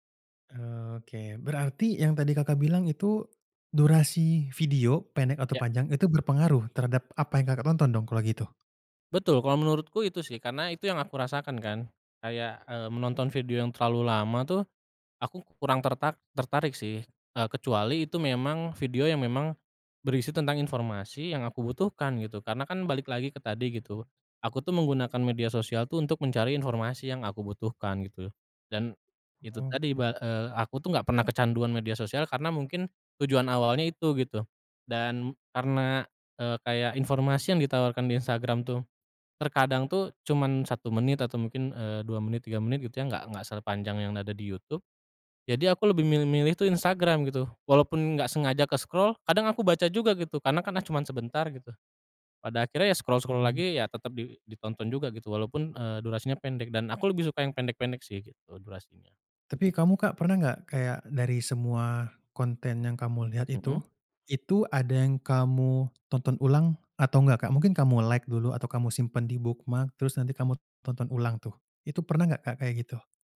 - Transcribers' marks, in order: tapping; in English: "ke-scroll"; in English: "scroll-scroll"; in English: "like"; in English: "bookmark"
- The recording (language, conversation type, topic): Indonesian, podcast, Bagaimana pengaruh media sosial terhadap selera hiburan kita?